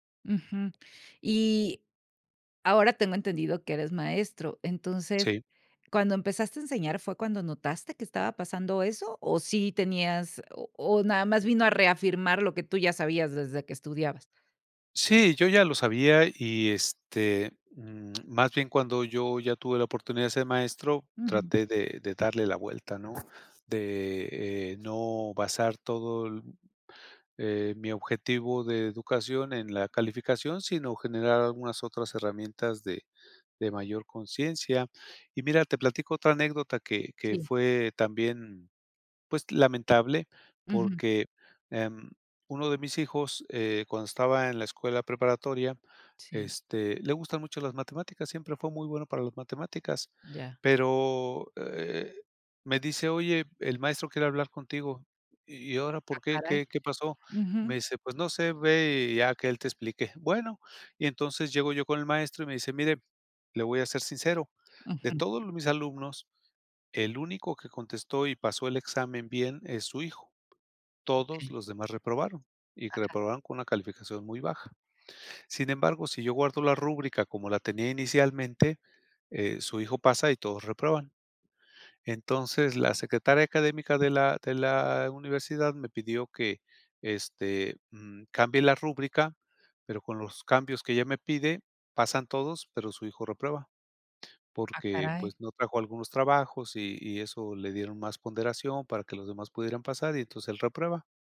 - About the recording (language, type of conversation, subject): Spanish, podcast, ¿Qué mito sobre la educación dejaste atrás y cómo sucedió?
- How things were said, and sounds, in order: tapping; other background noise